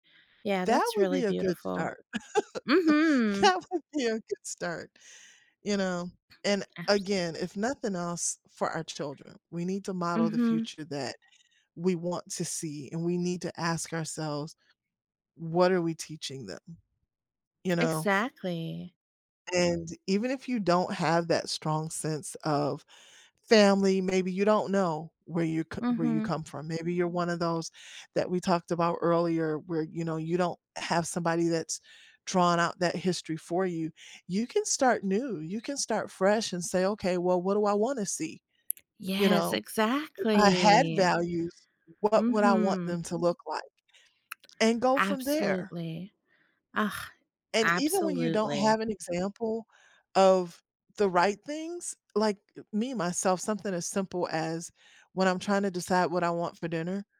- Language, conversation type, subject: English, unstructured, How do shared values help bring people together across cultures?
- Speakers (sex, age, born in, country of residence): female, 35-39, Germany, United States; female, 55-59, United States, United States
- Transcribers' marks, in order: other background noise; laugh; tapping; drawn out: "exactly"; scoff